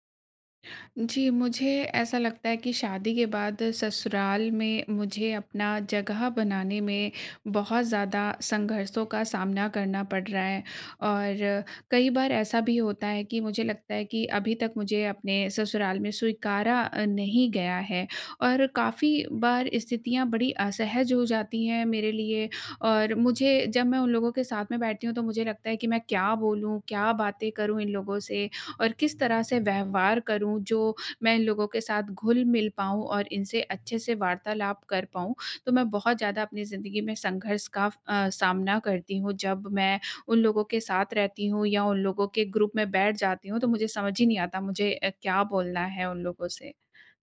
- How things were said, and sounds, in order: in English: "ग्रुप"
- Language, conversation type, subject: Hindi, advice, शादी के बाद ससुराल में स्वीकार किए जाने और अस्वीकार होने के संघर्ष से कैसे निपटें?